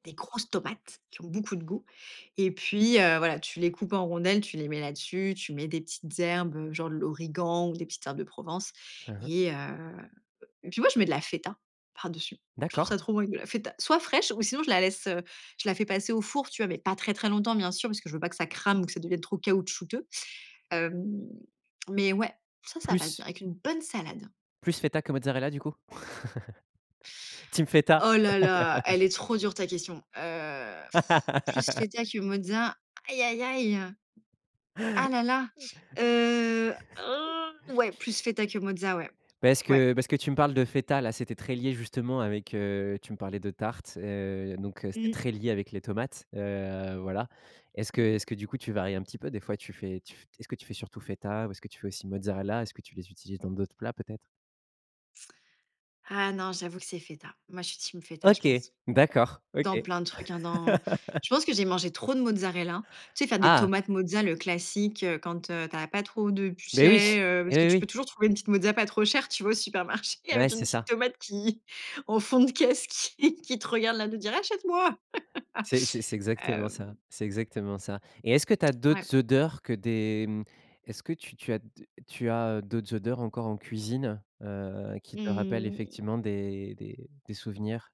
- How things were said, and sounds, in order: chuckle; tapping; laugh; "mozzarella" said as "mozza"; laugh; "mozzarella" said as "mozza"; laugh; "mozzarella" said as "mozza"; "tu sais" said as "pu chais"; "mozzarella" said as "mozza"; laughing while speaking: "Au supermarché avec une petite … te regarde là"; laugh
- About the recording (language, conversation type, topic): French, podcast, Quelle odeur de cuisine te ramène instantanément chez toi, et pourquoi ?